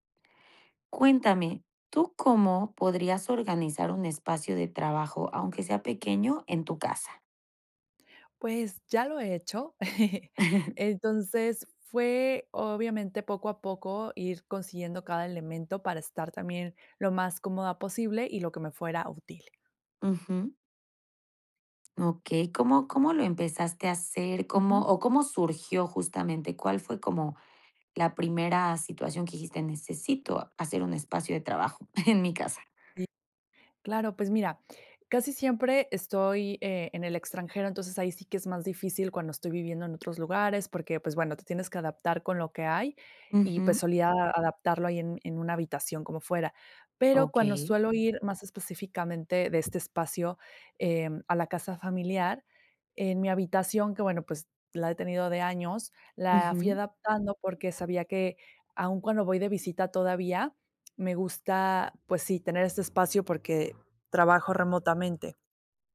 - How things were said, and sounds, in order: chuckle; other background noise; laughing while speaking: "en mi"; tapping
- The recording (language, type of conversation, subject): Spanish, podcast, ¿Cómo organizarías un espacio de trabajo pequeño en casa?
- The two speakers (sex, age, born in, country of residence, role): female, 30-34, Mexico, Mexico, host; female, 35-39, Mexico, Mexico, guest